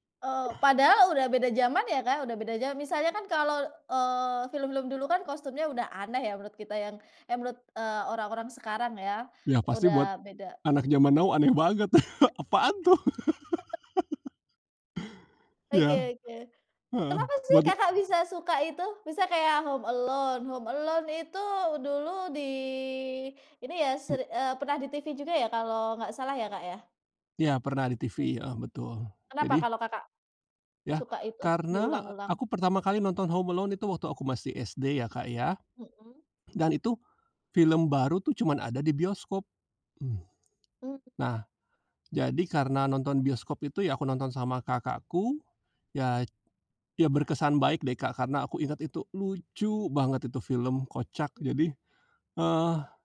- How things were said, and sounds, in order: in English: "now"; other background noise; chuckle; laugh
- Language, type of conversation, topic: Indonesian, podcast, Menurutmu, kenapa kita suka menonton ulang film favorit?